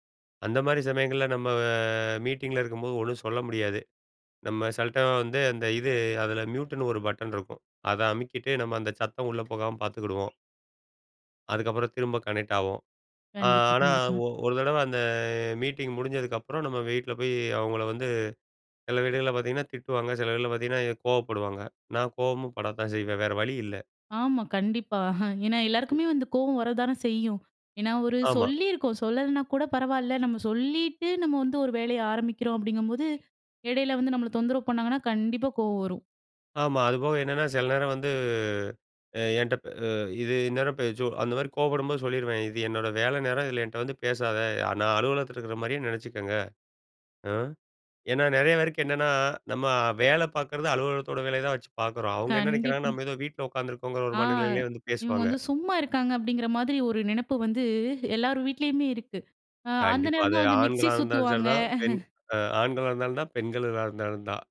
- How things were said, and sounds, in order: drawn out: "நம்ம"; in English: "மியூட்ன்னு"; other noise; in English: "கனெக்ட்"; drawn out: "அந்த"; chuckle; drawn out: "வந்து"; chuckle
- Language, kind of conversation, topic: Tamil, podcast, குழந்தைகள் இருக்கும்போது வேலை நேரத்தை எப்படிப் பாதுகாக்கிறீர்கள்?